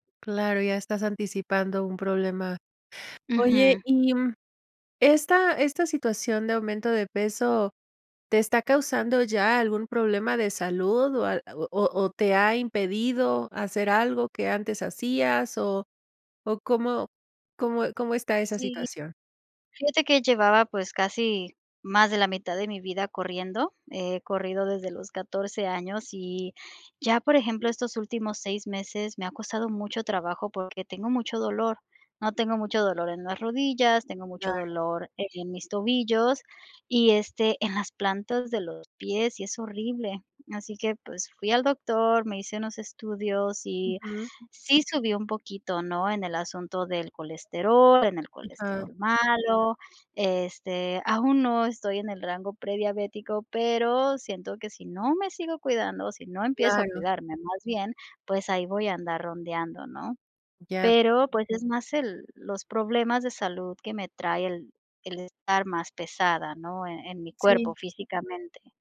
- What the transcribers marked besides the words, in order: other background noise
- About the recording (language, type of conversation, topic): Spanish, advice, ¿Qué cambio importante en tu salud personal está limitando tus actividades?